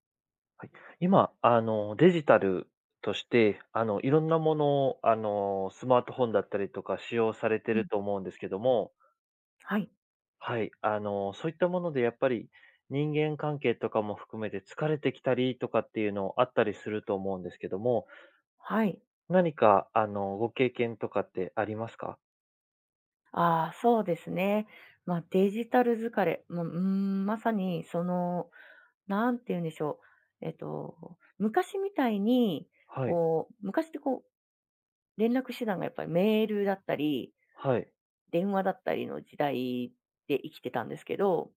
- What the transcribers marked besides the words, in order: none
- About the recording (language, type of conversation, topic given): Japanese, podcast, デジタル疲れと人間関係の折り合いを、どのようにつければよいですか？